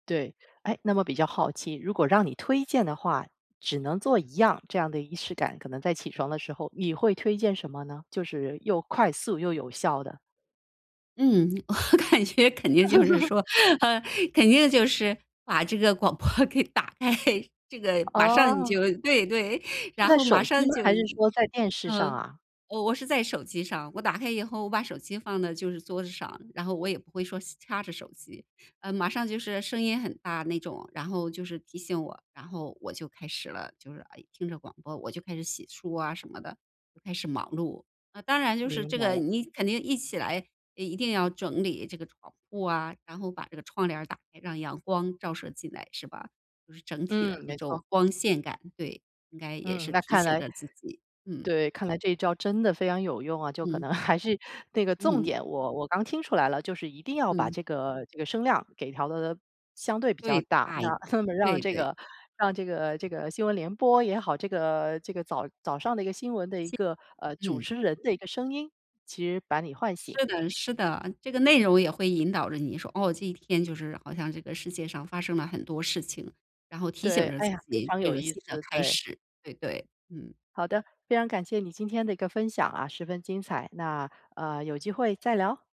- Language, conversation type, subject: Chinese, podcast, 有哪些日常小仪式能帮你进入状态？
- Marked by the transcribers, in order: laughing while speaking: "我感觉肯定就是说，呃，肯定就是把这个广 播给打开"; laugh; tapping; chuckle; laughing while speaking: "那么"